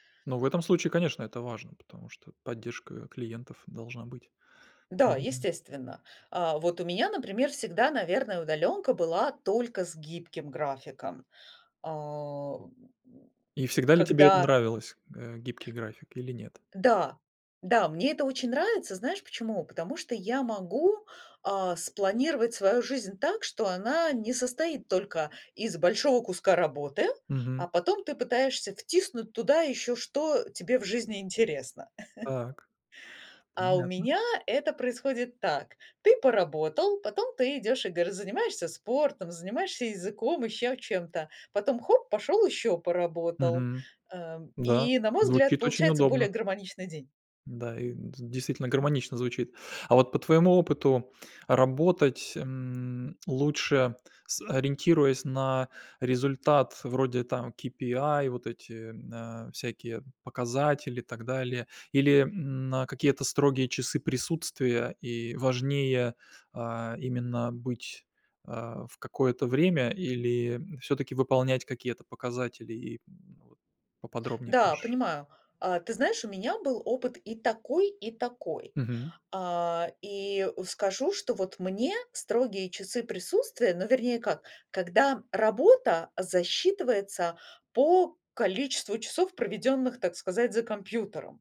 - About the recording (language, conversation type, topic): Russian, podcast, Что вы думаете о гибком графике и удалённой работе?
- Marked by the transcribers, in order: grunt; chuckle